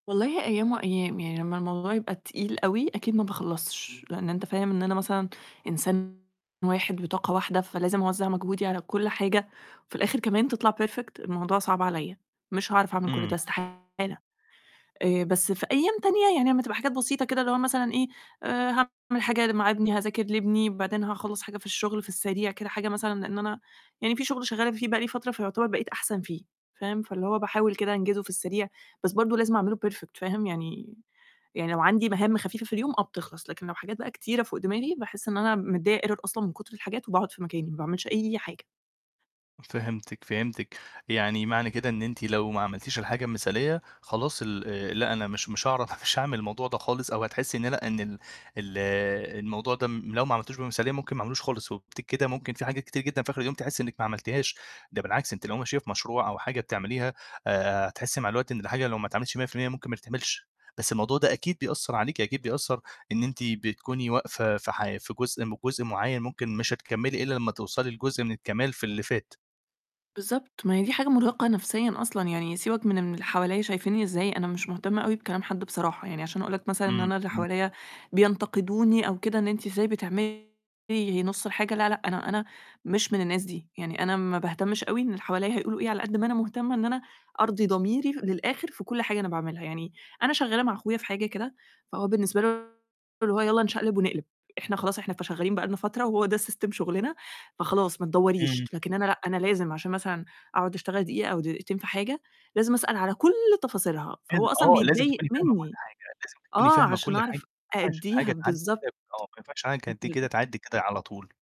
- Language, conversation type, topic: Arabic, advice, إزاي الكمالية بتمنعك تخلص الشغل أو تتقدّم في المشروع؟
- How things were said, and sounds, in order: background speech; distorted speech; in English: "perfect"; tapping; in English: "perfect"; in English: "error"; unintelligible speech; in English: "system"; unintelligible speech; static; unintelligible speech